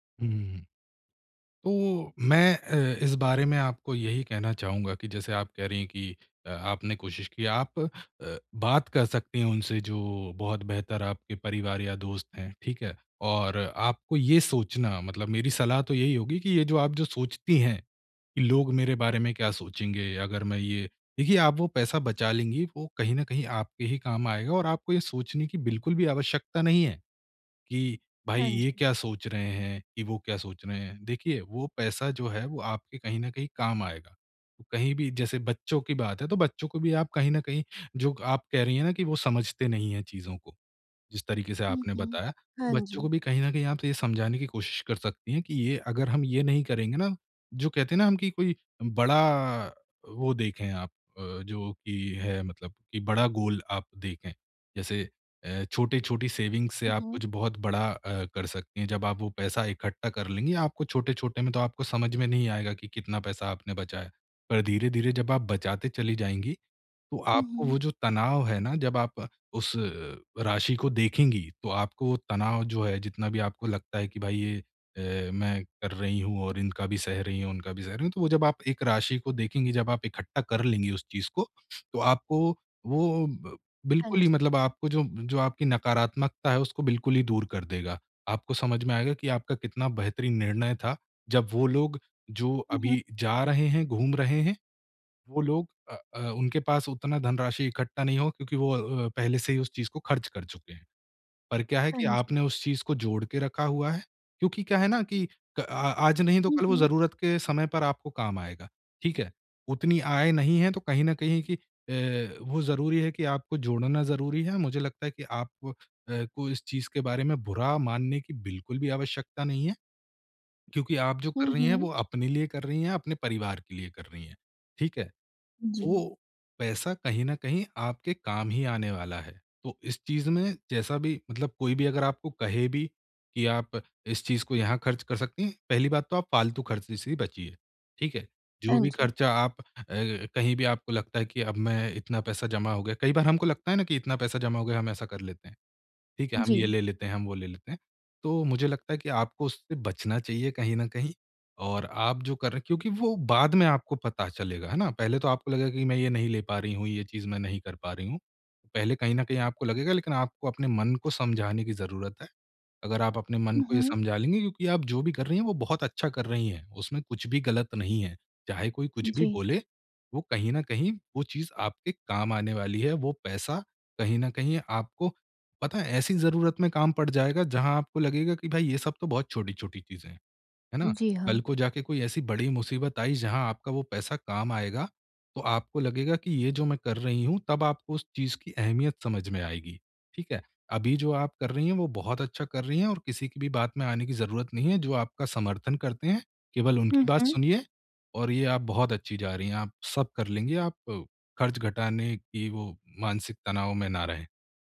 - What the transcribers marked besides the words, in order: in English: "गोल"; in English: "सेविंग्स"
- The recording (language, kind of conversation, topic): Hindi, advice, खर्च कम करते समय मानसिक तनाव से कैसे बचूँ?